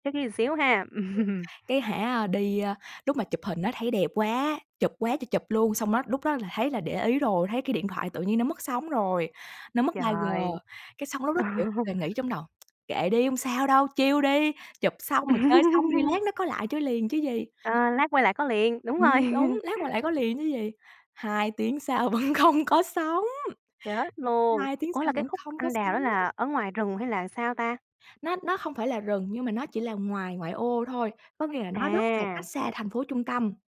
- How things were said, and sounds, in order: other background noise; laugh; tapping; laugh; tsk; in English: "chill"; laugh; laugh; laughing while speaking: "vẫn không"
- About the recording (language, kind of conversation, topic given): Vietnamese, podcast, Bạn có thể kể về một lần bạn bị lạc nhưng cuối cùng lại vui đến rơi nước mắt không?